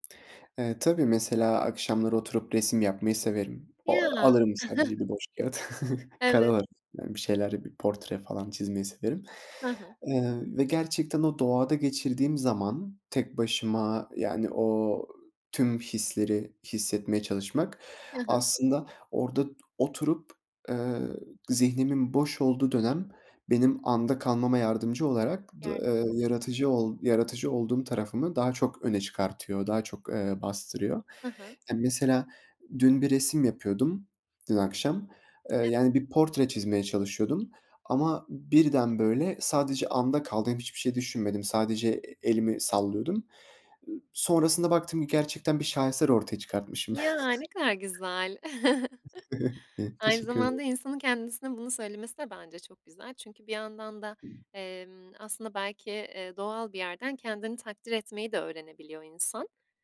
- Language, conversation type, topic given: Turkish, podcast, Doğada küçük şeyleri fark etmek sana nasıl bir bakış kazandırır?
- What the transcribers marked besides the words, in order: chuckle; giggle; other background noise; unintelligible speech; other noise; unintelligible speech; chuckle